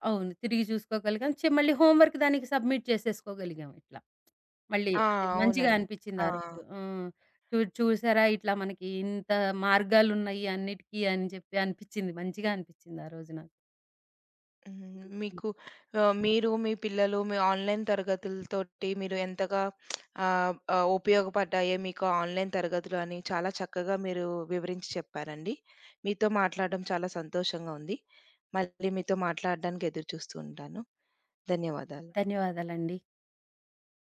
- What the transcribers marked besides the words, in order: in English: "హోమ్‌వర్క్"; in English: "సబ్మిట్"; other background noise; in English: "ఆన్‌లైన్"; lip smack; in English: "ఆన్‌లైన్"
- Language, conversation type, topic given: Telugu, podcast, ఆన్‌లైన్ తరగతులు మీకు ఎలా అనుభవమయ్యాయి?